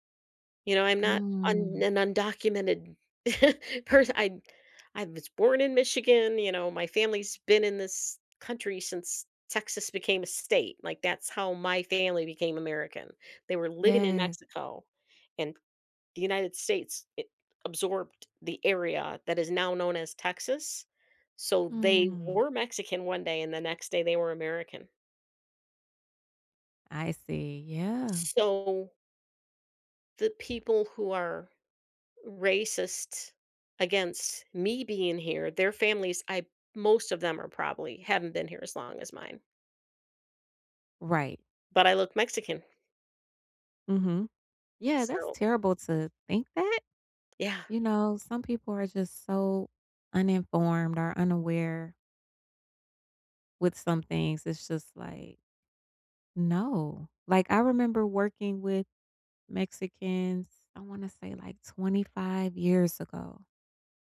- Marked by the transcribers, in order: chuckle; laughing while speaking: "pers"; tapping
- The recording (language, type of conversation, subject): English, unstructured, How do you react when someone stereotypes you?